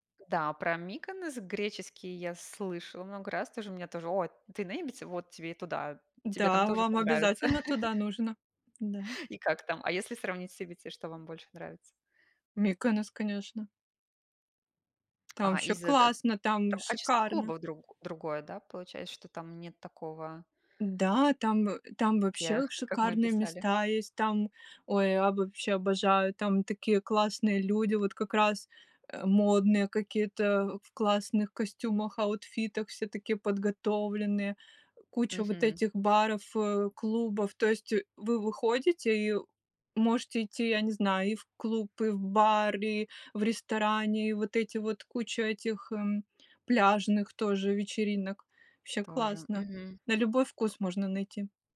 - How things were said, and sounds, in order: laugh; tsk; other background noise
- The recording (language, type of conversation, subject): Russian, unstructured, Какую роль играет музыка в твоей жизни?